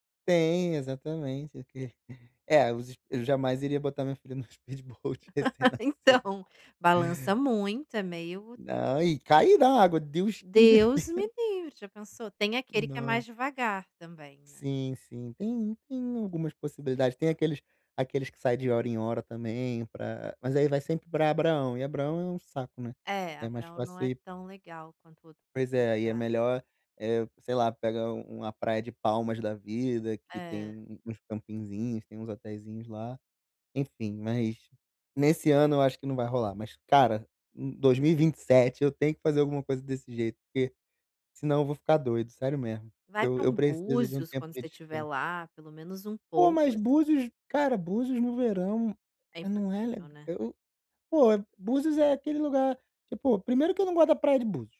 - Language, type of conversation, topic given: Portuguese, advice, Como aproveitar bem pouco tempo de férias sem viajar muito?
- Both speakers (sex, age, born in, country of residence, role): female, 35-39, Brazil, Italy, advisor; male, 35-39, Brazil, Portugal, user
- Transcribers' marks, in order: laughing while speaking: "speedboat recém-nascido"; in English: "speedboat"; laugh; laughing while speaking: "Então"; laughing while speaking: "defen"; tapping